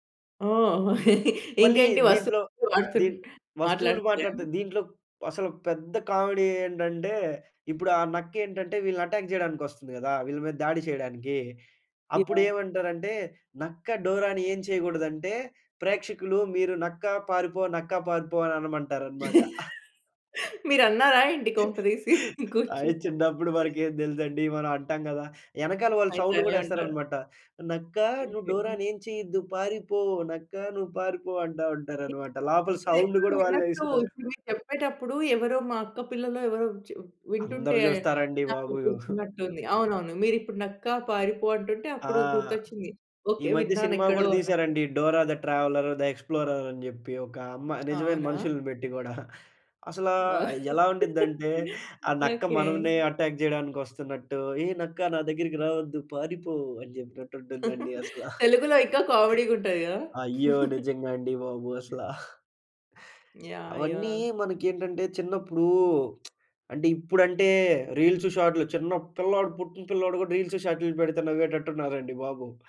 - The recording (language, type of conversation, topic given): Telugu, podcast, చిన్నతనంలో మీరు చూసిన టెలివిజన్ కార్యక్రమం ఏది?
- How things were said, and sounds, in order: laughing while speaking: "ఇంకేంటి వస్తువులు మాట్లాడతయా?"; unintelligible speech; in English: "అటాక్"; laughing while speaking: "మీరున్నారా ఏంటి కొంప తీసి? కూర్చో"; laughing while speaking: "అయి చిన్నప్పుడు మనకు ఏమి తెలుసండి"; in English: "సౌండ్"; put-on voice: "నక్క నువ్వు డోరాని ఏం చేయొద్దు పారిపో. నక్క నువ్వు పారిపో"; other background noise; in English: "సౌండ్"; tapping; laugh; in English: "అటాక్"; put-on voice: "ఏ నక్క నా దగ్గరికి రావొద్దు పారిపో"; laughing while speaking: "తెలుగులో ఇంకా కామెడీ‌గా ఉంటాది గదా!"; chuckle; chuckle; lip smack; in English: "రీల్స్"; in English: "రీల్స్"